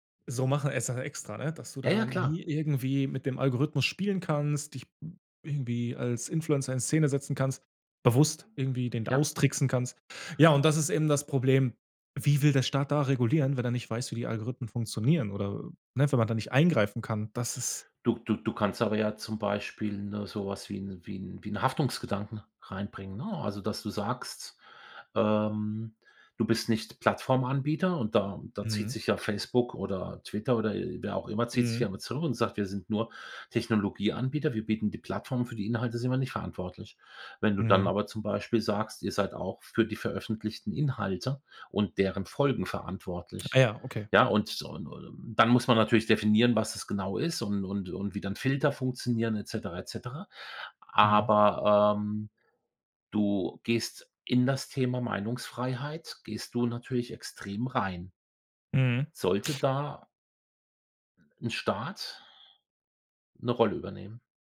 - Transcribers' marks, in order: other background noise
- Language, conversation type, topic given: German, podcast, Wie können Algorithmen unsere Meinungen beeinflussen?